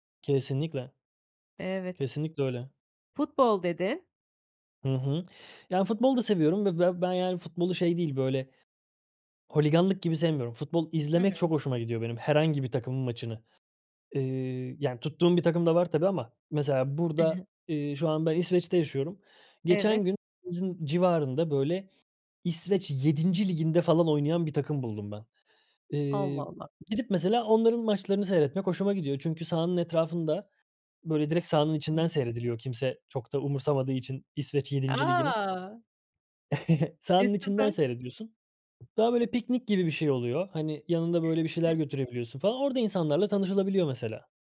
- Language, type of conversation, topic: Turkish, podcast, Küçük adımlarla sosyal hayatımızı nasıl canlandırabiliriz?
- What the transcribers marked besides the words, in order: other background noise; unintelligible speech; chuckle; tapping; chuckle